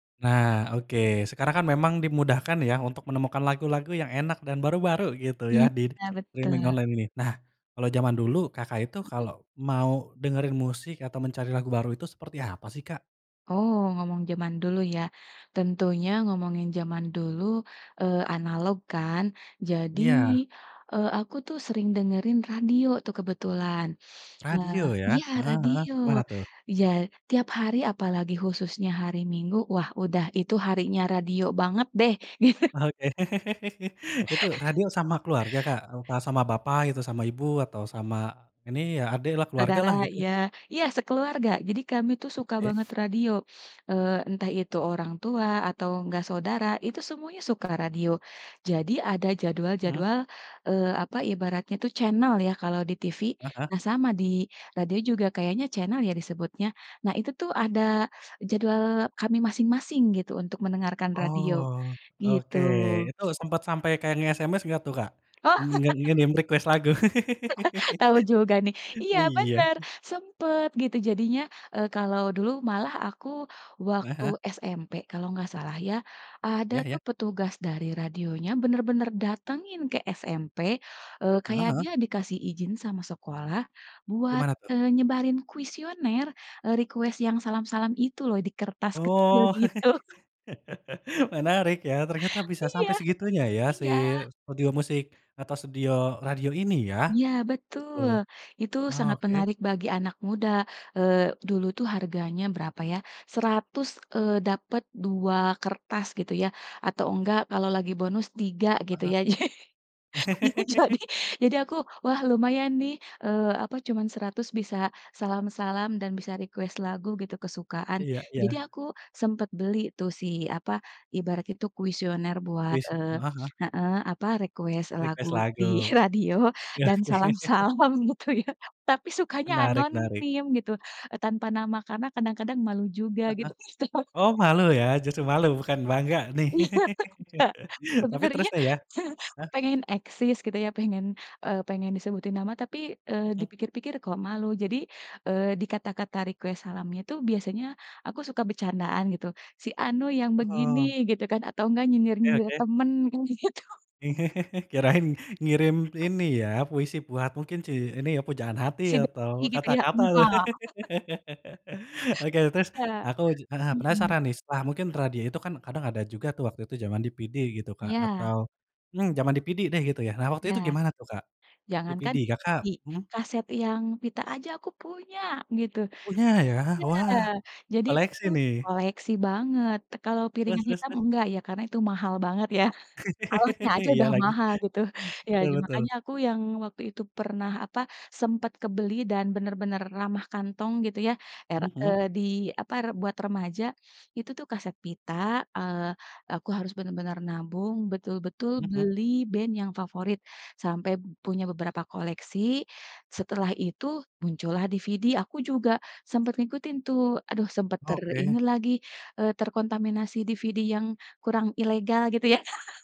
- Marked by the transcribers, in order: in English: "streaming"; laugh; laughing while speaking: "Oke"; laugh; other background noise; in English: "channel"; in English: "channel"; laugh; in English: "request"; laugh; in English: "request"; laugh; chuckle; laugh; laughing while speaking: "Jadi"; laugh; in English: "request"; in English: "request"; in English: "Request"; laughing while speaking: "di radio"; laughing while speaking: "sih"; laughing while speaking: "gitu ya"; chuckle; laughing while speaking: "Iya, Kak, sebenarnya"; laugh; chuckle; in English: "request"; laughing while speaking: "kayak gitu"; chuckle; laugh; chuckle; chuckle; laugh
- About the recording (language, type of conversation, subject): Indonesian, podcast, Bagaimana layanan streaming memengaruhi cara kamu menemukan musik baru?